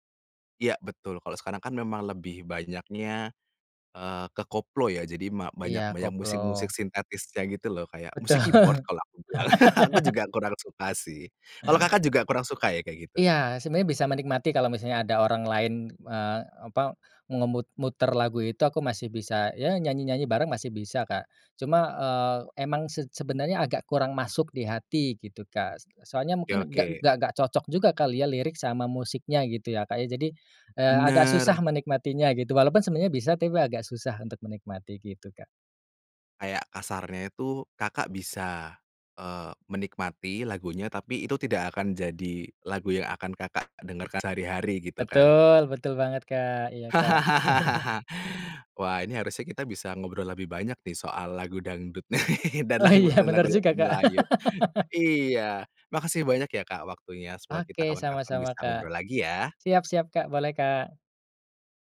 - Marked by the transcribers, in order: laughing while speaking: "Betul"; laugh; tapping; laugh; chuckle; other background noise; laugh; laughing while speaking: "iya"; laugh
- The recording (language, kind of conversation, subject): Indonesian, podcast, Pernahkah ada lagu yang memicu perdebatan saat kalian membuat daftar putar bersama?